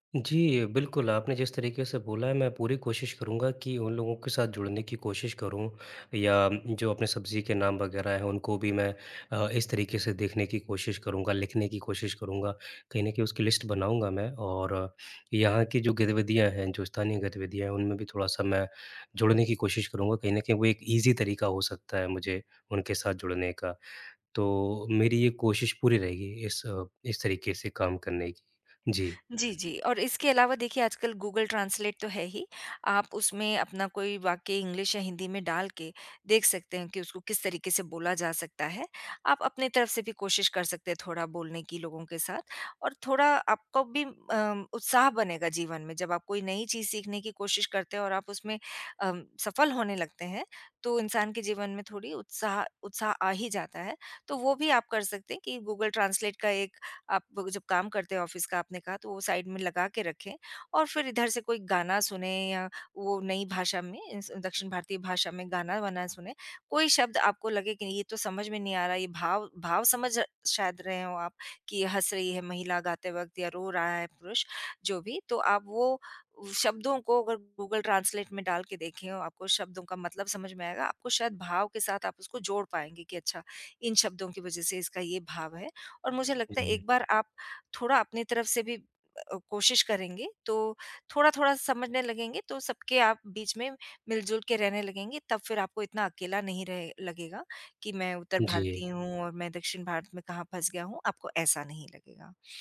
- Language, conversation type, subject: Hindi, advice, नए शहर में लोगों से सहजता से बातचीत कैसे शुरू करूँ?
- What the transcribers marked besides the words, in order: tapping; in English: "लिस्ट"; in English: "ईजी"; in English: "ऑफिस"; in English: "साइड"